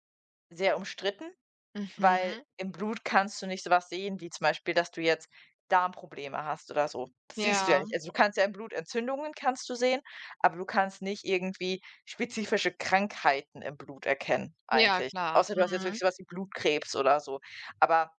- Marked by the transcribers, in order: none
- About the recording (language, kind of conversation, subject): German, unstructured, Warum ist Budgetieren wichtig?